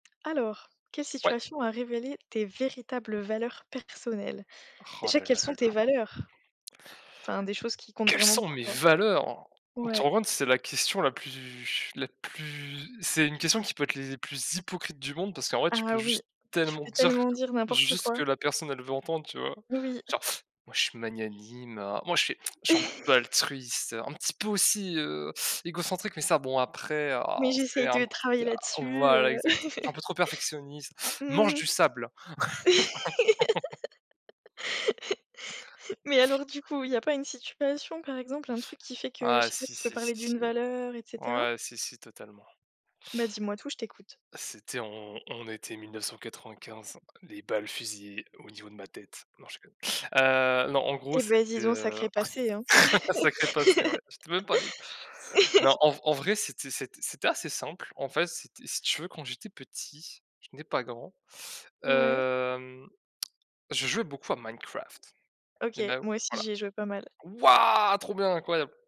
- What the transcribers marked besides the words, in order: tapping; put-on voice: "Moi je suis magnanime oh … mange du sable !"; chuckle; laugh; laugh; put-on voice: "C'était on on était mille … de ma tête"; chuckle; laugh; drawn out: "hem"; tongue click; put-on voice: "Minecraft, you know"; anticipating: "Waouh !"
- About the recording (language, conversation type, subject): French, unstructured, Quelle situation vous a permis de révéler vos véritables valeurs personnelles ?